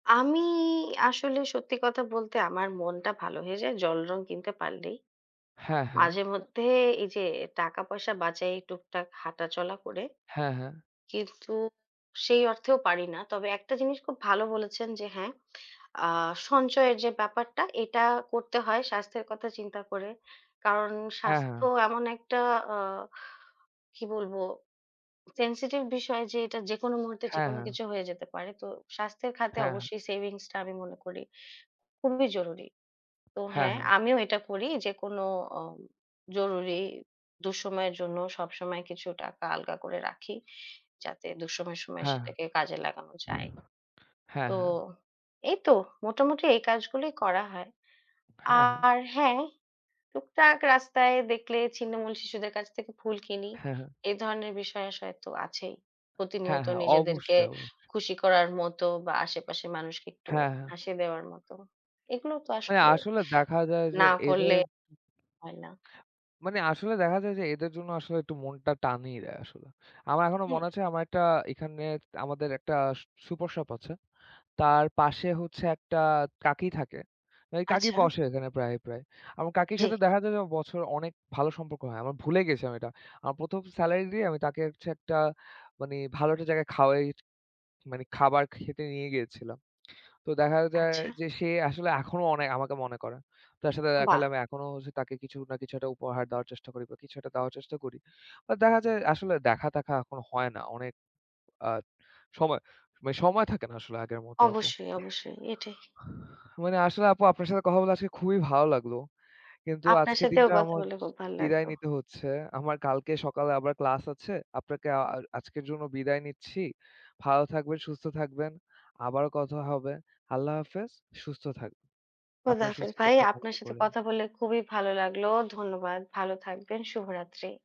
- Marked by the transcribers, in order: drawn out: "আমিই"; other background noise; other noise
- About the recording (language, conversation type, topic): Bengali, unstructured, আপনি প্রথম বেতন পেয়ে কী করেছিলেন?
- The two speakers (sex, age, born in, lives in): female, 25-29, Bangladesh, Bangladesh; male, 25-29, Bangladesh, Bangladesh